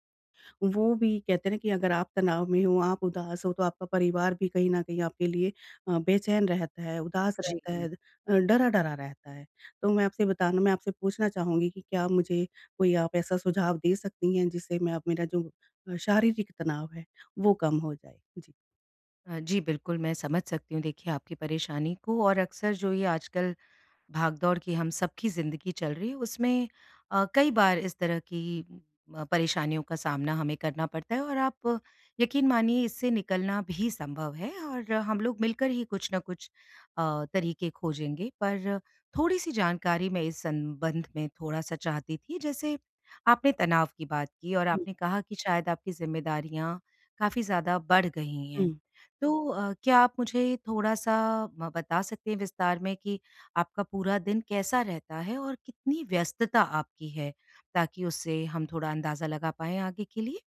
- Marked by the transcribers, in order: other noise
- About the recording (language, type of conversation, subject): Hindi, advice, शारीरिक तनाव कम करने के त्वरित उपाय